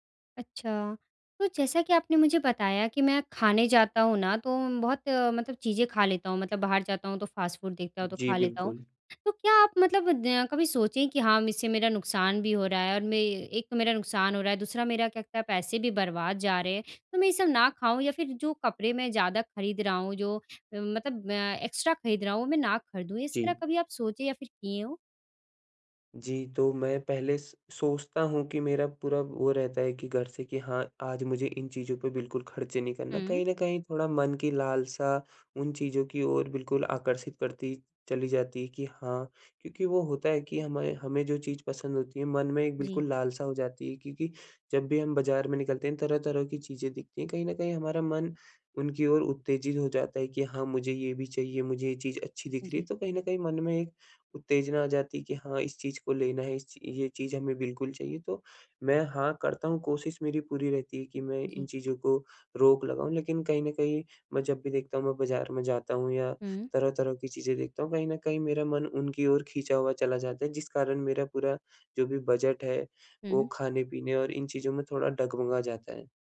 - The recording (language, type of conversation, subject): Hindi, advice, मैं अपनी खर्च करने की आदतें कैसे बदलूँ?
- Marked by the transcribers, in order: in English: "फास्ट फूड"; in English: "एक्स्ट्रा"